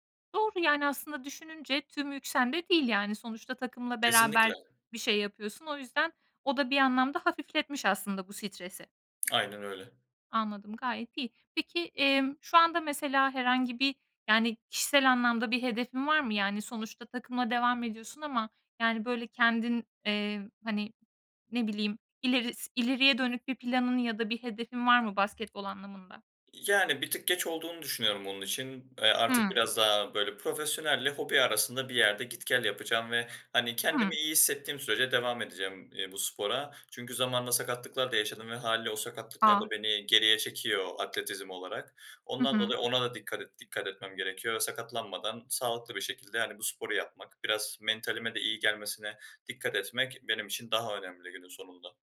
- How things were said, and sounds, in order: tapping
- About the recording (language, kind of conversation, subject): Turkish, podcast, Hobiniz sizi kişisel olarak nasıl değiştirdi?